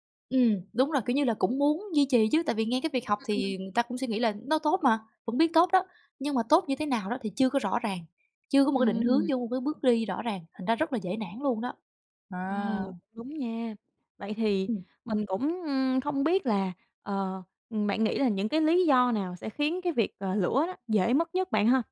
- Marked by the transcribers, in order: tapping
- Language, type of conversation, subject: Vietnamese, podcast, Theo bạn, làm thế nào để giữ lửa học suốt đời?